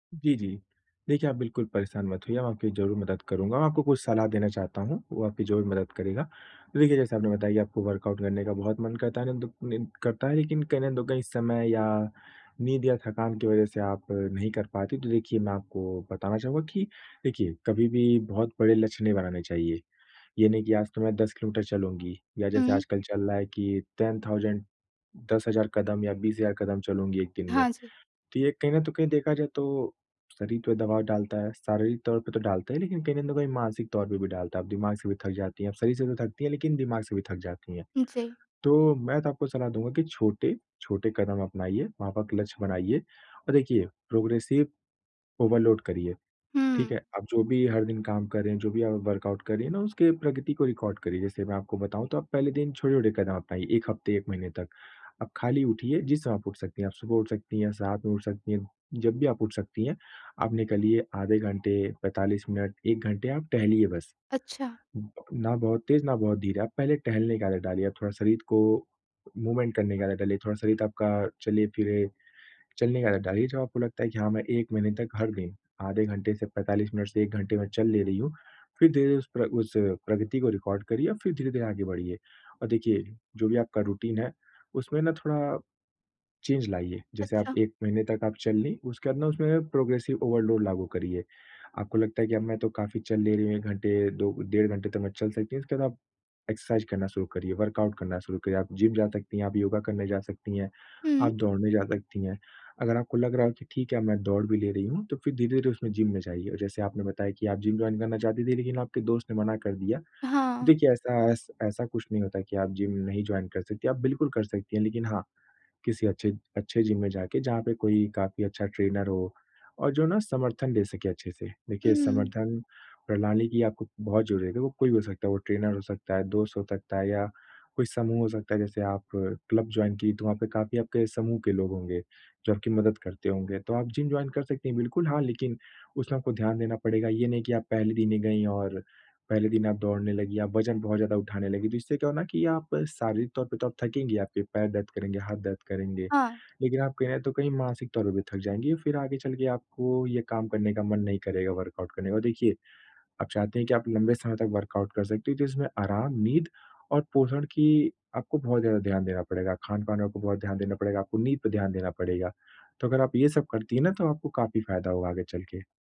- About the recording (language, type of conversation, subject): Hindi, advice, प्रदर्शन में ठहराव के बाद फिर से प्रेरणा कैसे पाएं?
- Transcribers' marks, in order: in English: "वर्कआउट"; unintelligible speech; in English: "टेन थाउजेंड"; in English: "प्रोग्रेसिव ओवरलोड"; in English: "वर्कआउट"; in English: "रिकॉर्ड"; in English: "मूवमेंट"; in English: "रिकॉर्ड"; in English: "रूटीन"; in English: "चेंज"; in English: "प्रोग्रेसिव ओवरलोड"; in English: "एक्सरसाइज़"; in English: "वर्कआउट"; in English: "जॉइन"; in English: "जॉइन"; in English: "ट्रेनर"; in English: "ट्रेनर"; in English: "जॉइन"; in English: "जॉइन"; in English: "वर्कआउट"; in English: "वर्कआउट"